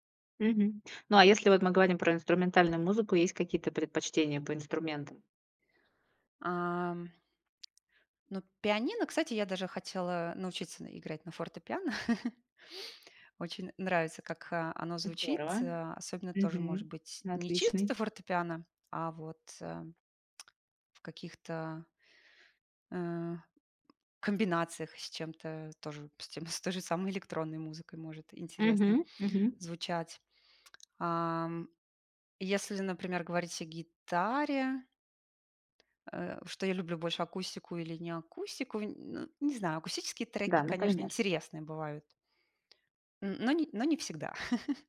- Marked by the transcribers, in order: tapping; chuckle; tongue click; laugh
- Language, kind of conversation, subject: Russian, podcast, Как ты выбираешь музыку под настроение?